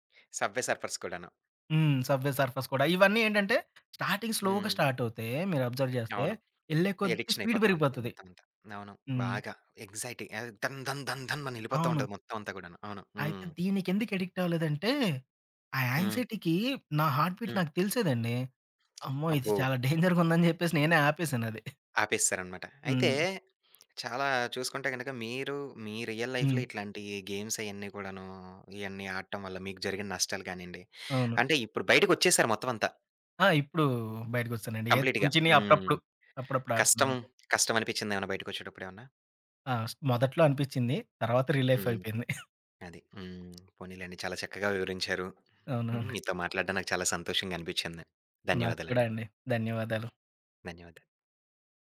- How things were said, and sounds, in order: in English: "సబ్‌వే సర్ఫర్స్"; in English: "సబ్‌వే సర్ఫర్స్"; other background noise; in English: "స్టార్టింగ్ స్లోగా స్టార్ట్"; in English: "అబ్జర్వ్"; in English: "ఎడిక్షన్"; in English: "స్పీడ్"; in English: "ఎడిక్ట్"; in English: "యాంక్సైటీకి"; in English: "హార్ట్ బీట్"; lip smack; in English: "డేంజర్‌గా"; giggle; in English: "రియల్ లైఫ్‌లో"; in English: "గేమ్స్"; in English: "కంప్లీట్‌గా"; in English: "రీలీఫ్"; giggle; lip smack; giggle
- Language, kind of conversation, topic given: Telugu, podcast, కల్పిత ప్రపంచాల్లో ఉండటం మీకు ఆకర్షణగా ఉందా?